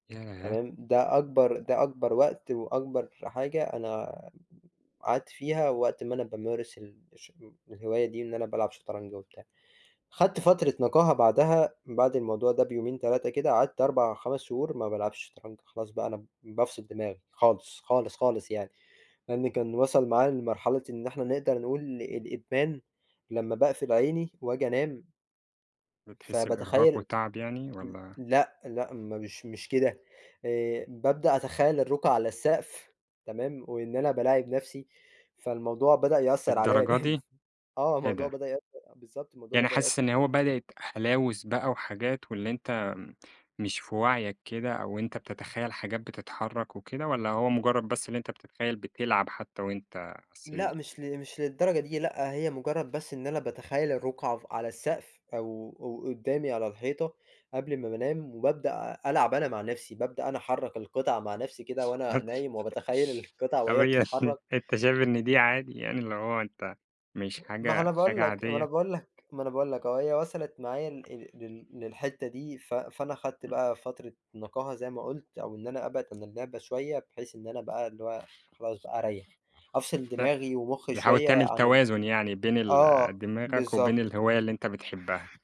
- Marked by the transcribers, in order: tapping; laughing while speaking: "جامد"; unintelligible speech; unintelligible speech; laugh; laughing while speaking: "هي"; other background noise
- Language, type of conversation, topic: Arabic, podcast, إزاي بتلاقي وقت لهوايتك وسط الشغل والحياة؟